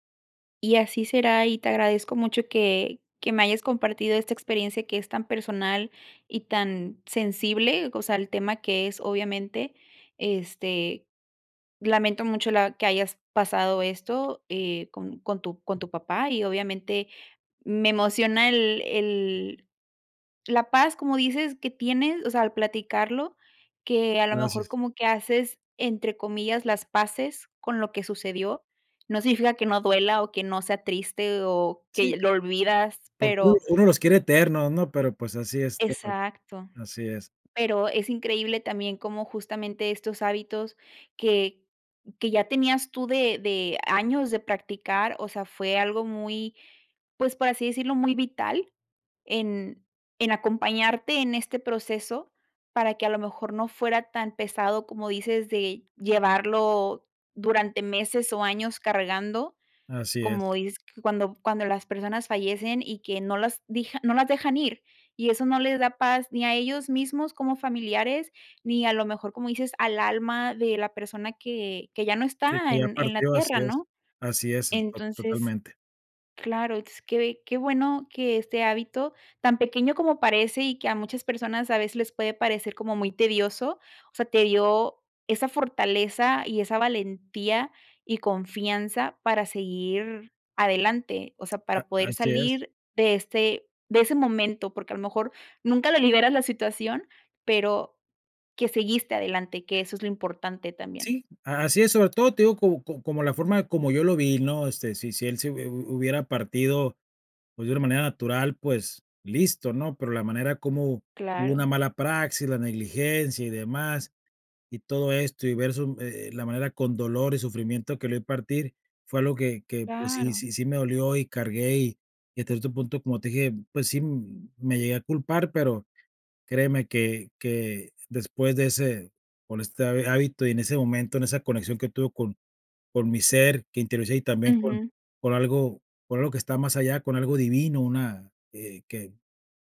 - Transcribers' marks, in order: other background noise
- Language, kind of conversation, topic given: Spanish, podcast, ¿Qué hábitos te ayudan a mantenerte firme en tiempos difíciles?